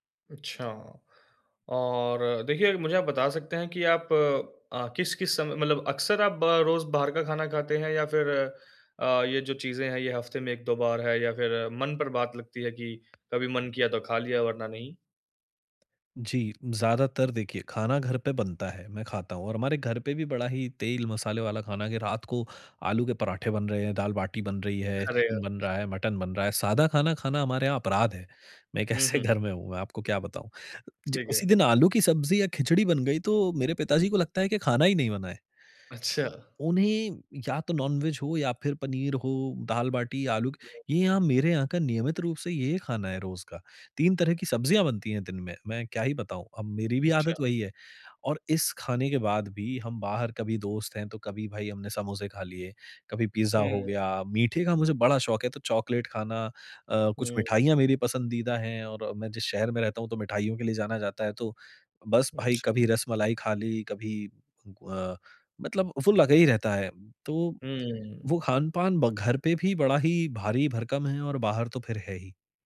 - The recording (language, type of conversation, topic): Hindi, advice, स्वास्थ्य और आनंद के बीच संतुलन कैसे बनाया जाए?
- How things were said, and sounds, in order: tapping; laughing while speaking: "ऐसे घर"; in English: "नॉन-वेज"; unintelligible speech